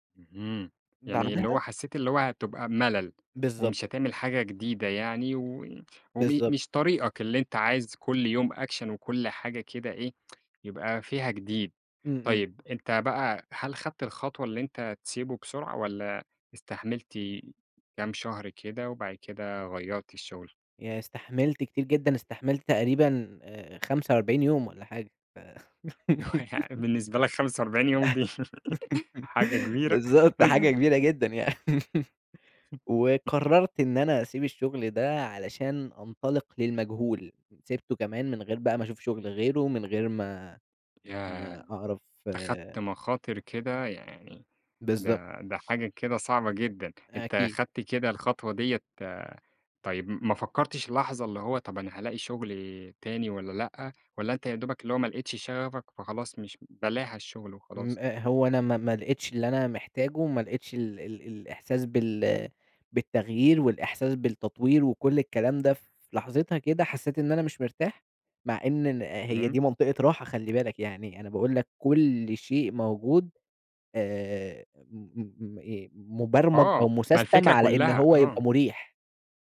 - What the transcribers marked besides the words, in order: other background noise; in English: "Action"; tsk; chuckle; laughing while speaking: "ويعني"; giggle; laugh; giggle; chuckle; tapping; in English: "مُسستَم"
- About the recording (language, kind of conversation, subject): Arabic, podcast, احكيلي عن مرة قررت تطلع برا منطقة راحتك، إيه اللي حصل؟